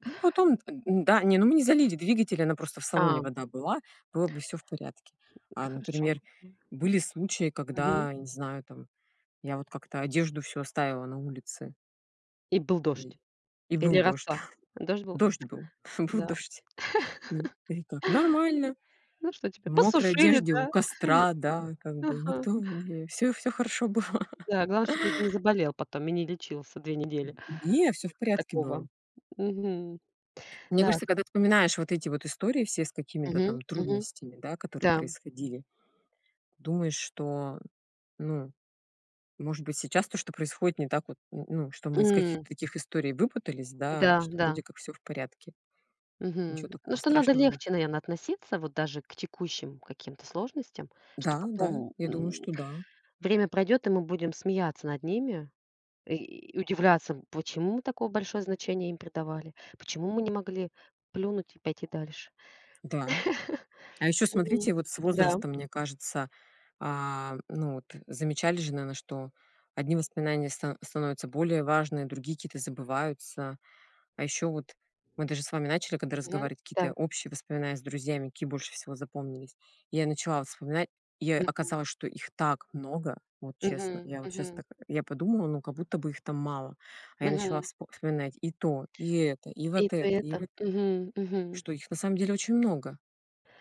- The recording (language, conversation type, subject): Russian, unstructured, Какие общие воспоминания с друзьями тебе запомнились больше всего?
- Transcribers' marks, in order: other noise; tapping; laughing while speaking: "да"; lip smack; chuckle; chuckle; chuckle; surprised: "что их на самом деле очень много"